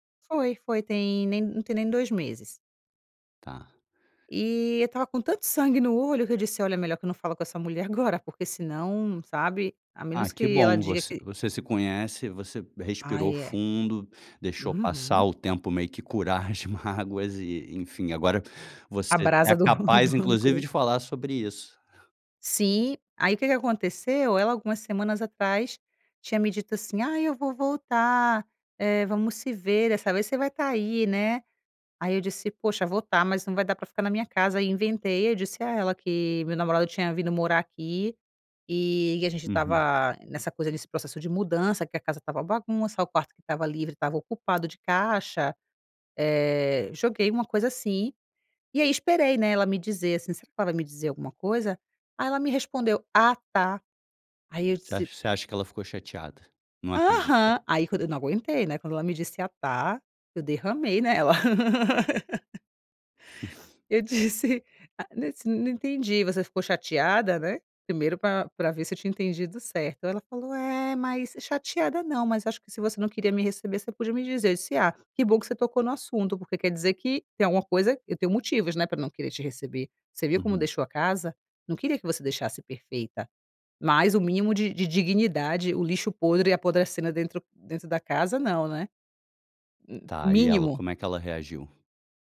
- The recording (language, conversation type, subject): Portuguese, advice, Como devo confrontar um amigo sobre um comportamento incômodo?
- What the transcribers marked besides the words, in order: laughing while speaking: "do"; laugh; "nossa" said as "nesse"; chuckle